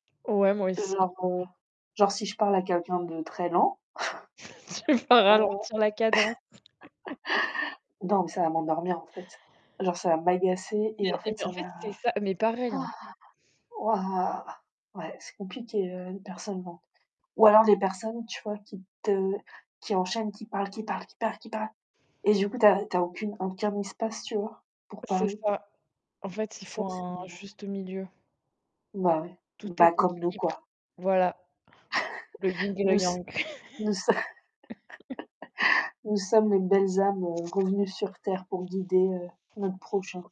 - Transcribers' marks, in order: distorted speech; laugh; laughing while speaking: "Tu vas ralentir"; chuckle; laugh; sigh; stressed: "te"; chuckle; laughing while speaking: "so"; chuckle; "yin" said as "ying"; laugh
- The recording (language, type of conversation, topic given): French, unstructured, La sagesse vient-elle de l’expérience ou de l’éducation ?